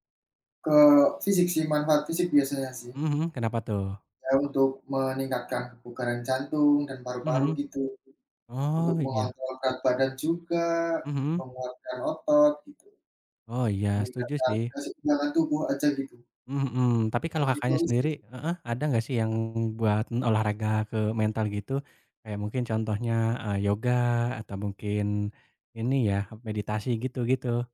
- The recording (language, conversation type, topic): Indonesian, unstructured, Apa manfaat terbesar yang kamu rasakan dari berolahraga?
- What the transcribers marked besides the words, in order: none